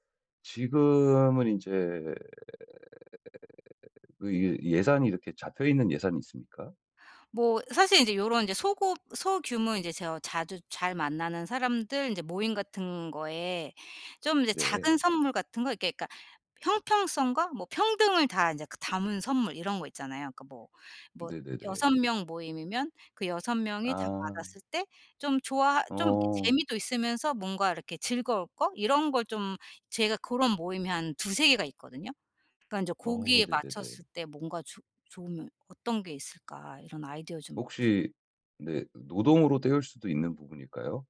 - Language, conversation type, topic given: Korean, advice, 예산 안에서 쉽게 멋진 선물을 고르려면 어떤 기준으로 선택하면 좋을까요?
- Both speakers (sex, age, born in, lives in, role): female, 45-49, South Korea, Portugal, user; male, 35-39, United States, United States, advisor
- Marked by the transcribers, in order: drawn out: "인제"; other background noise; tapping